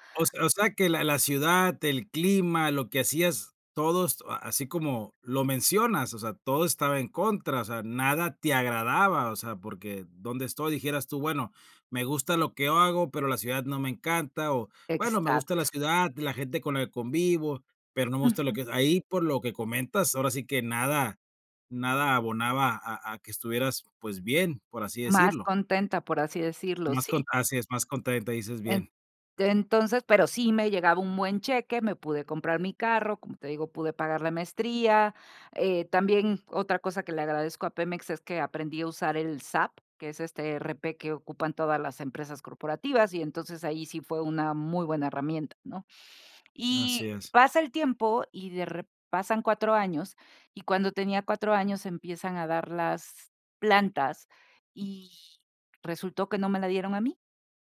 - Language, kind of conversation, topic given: Spanish, podcast, ¿Cuándo aprendiste a ver el fracaso como una oportunidad?
- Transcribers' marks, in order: none